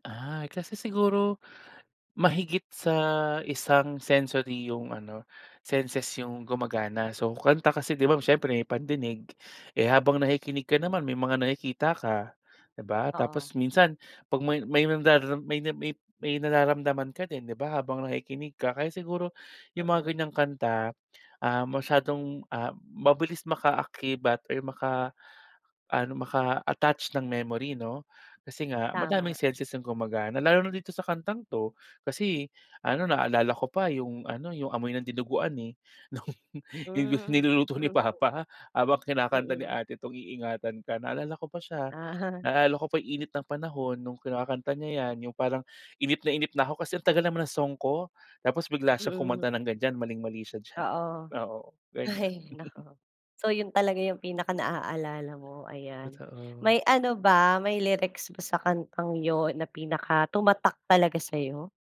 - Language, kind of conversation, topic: Filipino, podcast, May kanta ba na agad nagpapabalik sa’yo ng mga alaala ng pamilya mo?
- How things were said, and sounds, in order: tapping; laughing while speaking: "no'ng 'yong niluluto ni papa"; laughing while speaking: "Hmm. Mm"; other background noise; laughing while speaking: "Ah"; laughing while speaking: "Ay nako"; laughing while speaking: "diyan"; chuckle